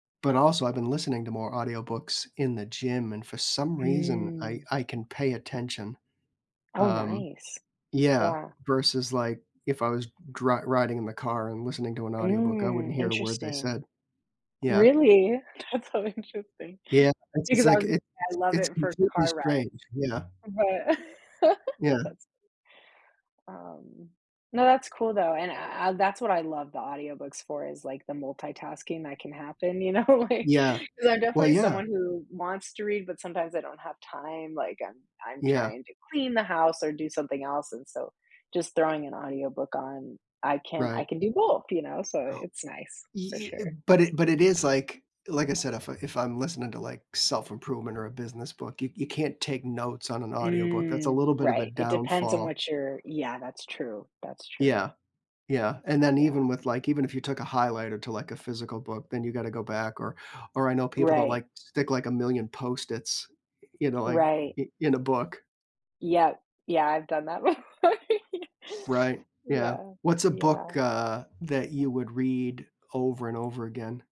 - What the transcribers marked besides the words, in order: laughing while speaking: "That's so interesting"; other background noise; chuckle; tapping; laughing while speaking: "you know? Like"; gasp; laughing while speaking: "before. Ye"
- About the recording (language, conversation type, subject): English, unstructured, Do you prefer reading a physical book or an e-reader?
- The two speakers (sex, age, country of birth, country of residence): female, 25-29, United States, United States; male, 60-64, United States, United States